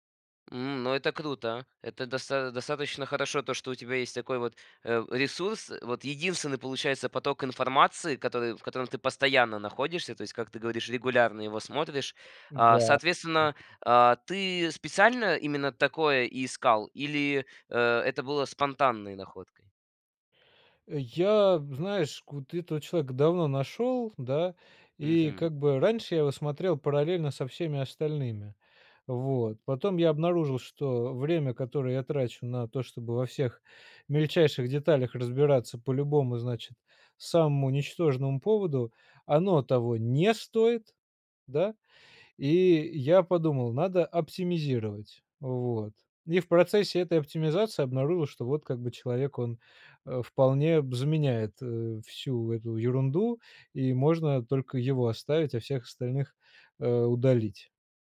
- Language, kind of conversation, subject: Russian, podcast, Какие приёмы помогают не тонуть в потоке информации?
- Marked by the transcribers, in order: tapping